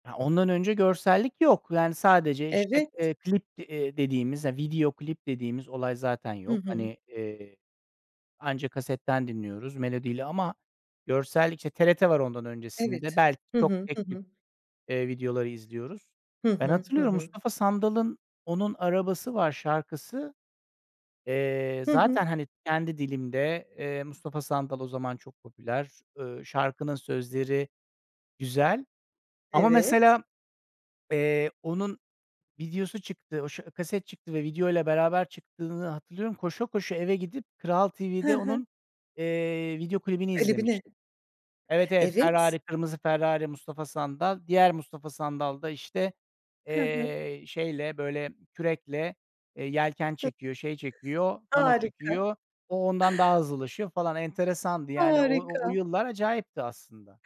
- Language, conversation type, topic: Turkish, podcast, Sözler mi yoksa melodi mi hayatında daha önemli ve neden?
- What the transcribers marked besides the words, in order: other background noise; unintelligible speech